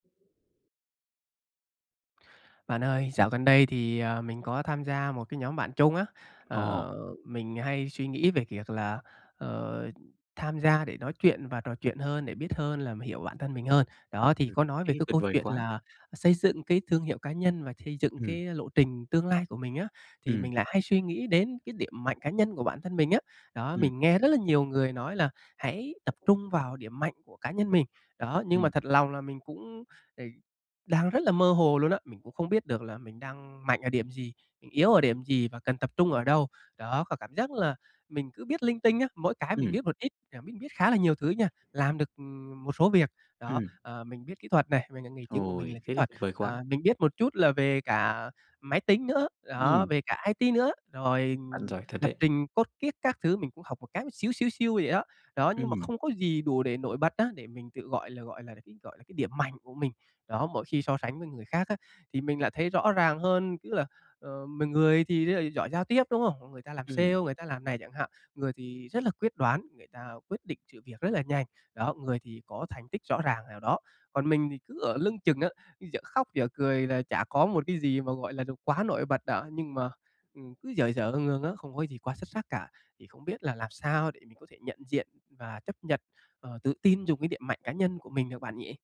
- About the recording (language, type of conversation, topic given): Vietnamese, advice, Làm thế nào để tôi nhận diện, chấp nhận và tự tin phát huy điểm mạnh cá nhân của mình?
- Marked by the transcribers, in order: tapping; other background noise; in English: "code"